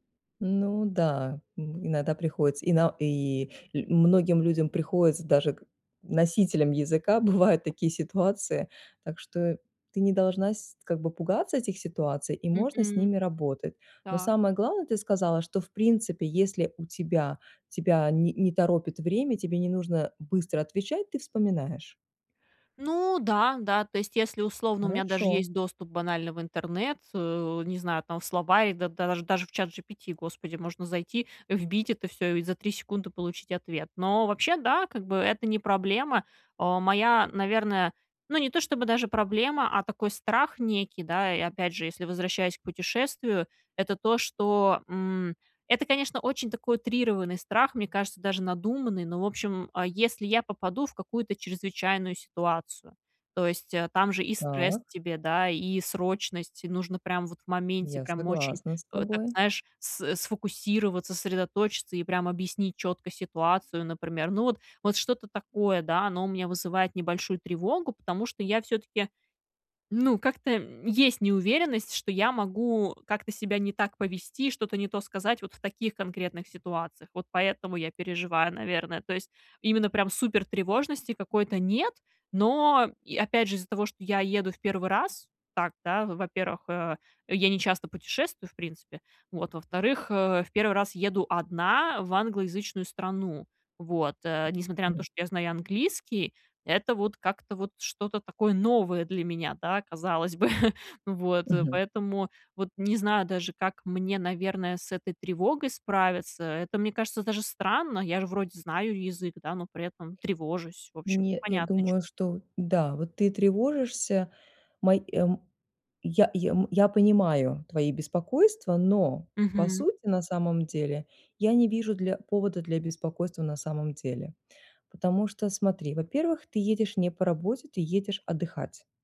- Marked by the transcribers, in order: laughing while speaking: "бывают"; unintelligible speech; chuckle; tapping; stressed: "но"
- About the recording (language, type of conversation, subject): Russian, advice, Как справиться с языковым барьером во время поездок и общения?